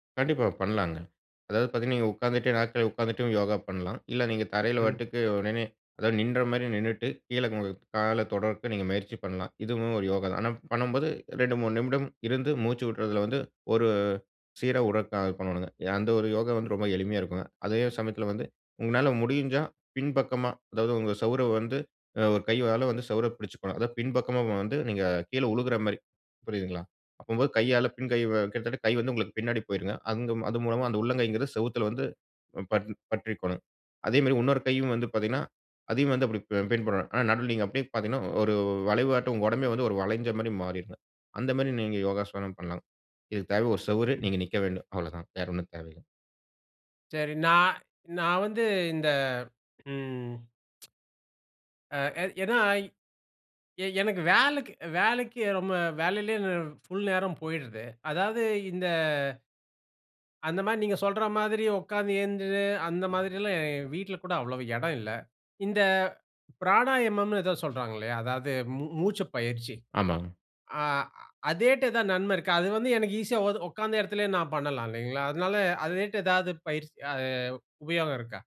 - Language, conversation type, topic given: Tamil, podcast, சிறிய வீடுகளில் இடத்தைச் சிக்கனமாகப் பயன்படுத்தி யோகா செய்ய என்னென்ன எளிய வழிகள் உள்ளன?
- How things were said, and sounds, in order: "நாற்காலில" said as "நாட்கால"; "விட்ரதுல" said as "உட்றதுல"; "விழுகிற" said as "உழுகிற"; "அப்போது" said as "அப்பம்போது"; other noise; tsk; "அதேதுல" said as "அதேட"; "நன்மை" said as "நன்ம"; "அதே மாரி" said as "அதேட்ட"